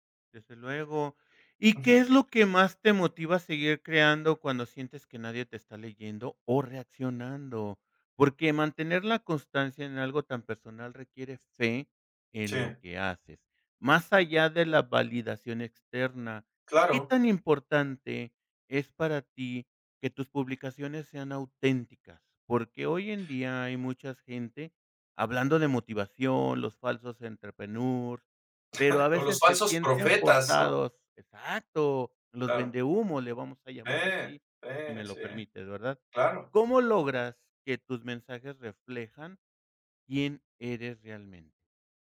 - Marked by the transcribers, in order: chuckle
- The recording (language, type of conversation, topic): Spanish, podcast, ¿Qué te motiva a compartir tus creaciones públicamente?